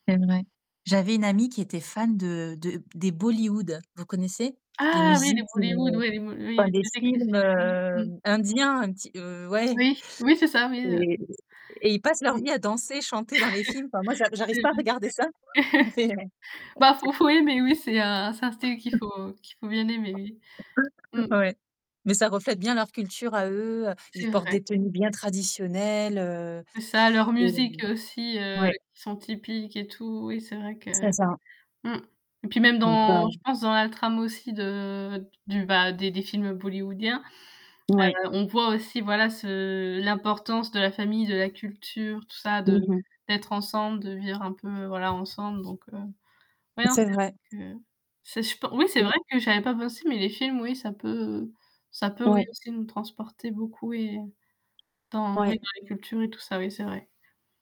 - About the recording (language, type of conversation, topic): French, unstructured, Aimez-vous découvrir d’autres cultures à travers l’art ou la musique ?
- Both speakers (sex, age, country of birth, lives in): female, 20-24, France, France; female, 35-39, Russia, France
- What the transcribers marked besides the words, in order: distorted speech; static; other background noise; drawn out: "hem"; chuckle; chuckle; laughing while speaking: "Mais"; tapping; unintelligible speech; chuckle